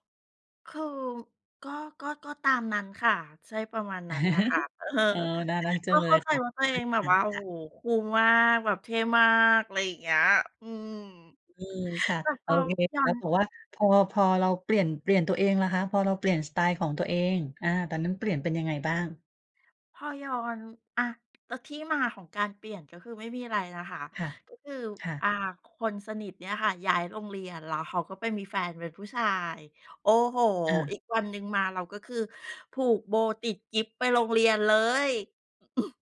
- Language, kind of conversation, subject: Thai, podcast, สไตล์การแต่งตัวที่ทำให้คุณรู้สึกว่าเป็นตัวเองเป็นแบบไหน?
- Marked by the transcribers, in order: chuckle; laughing while speaking: "เออ"; unintelligible speech; in English: "cool"; other background noise; stressed: "เลย"; chuckle